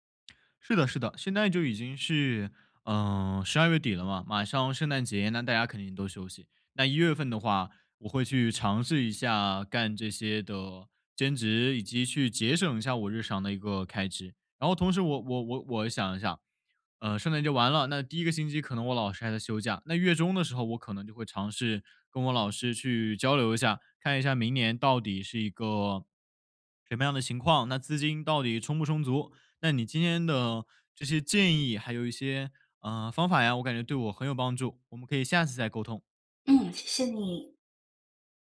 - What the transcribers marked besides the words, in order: none
- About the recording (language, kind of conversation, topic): Chinese, advice, 收入不稳定时，怎样减轻心理压力？
- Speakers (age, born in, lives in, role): 20-24, China, Finland, user; 45-49, China, United States, advisor